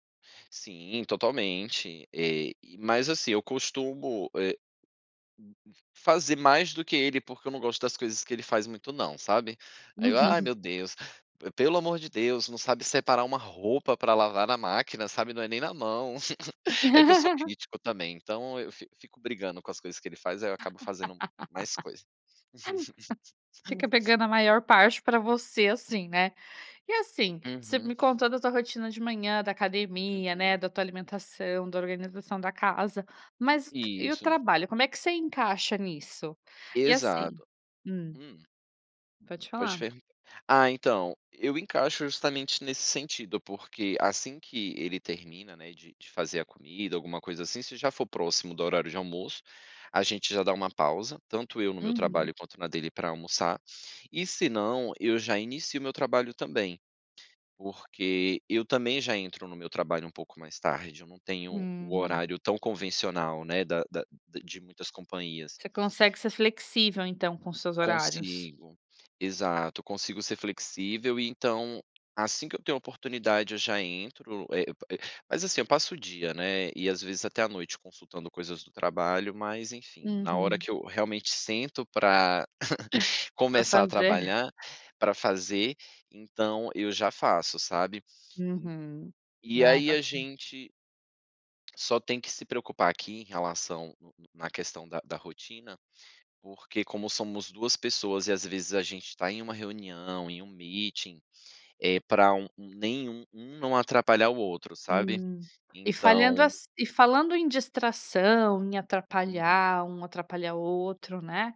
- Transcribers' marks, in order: other background noise; chuckle; laugh; laugh; unintelligible speech; laugh; chuckle; in English: "meeting"
- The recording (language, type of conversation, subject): Portuguese, podcast, Como é sua rotina matinal para começar bem o dia?